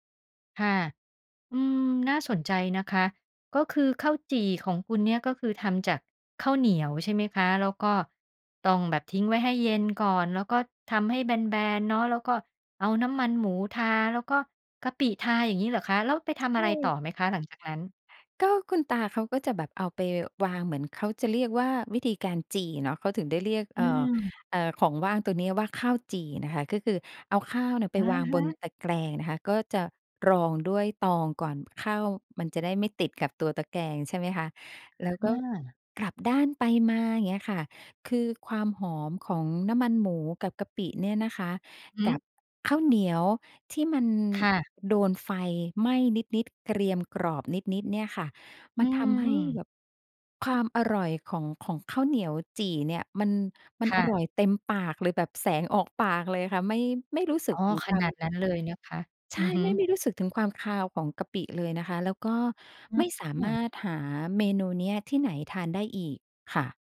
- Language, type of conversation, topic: Thai, podcast, อาหารจานไหนที่ทำให้คุณคิดถึงคนในครอบครัวมากที่สุด?
- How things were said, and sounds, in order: other background noise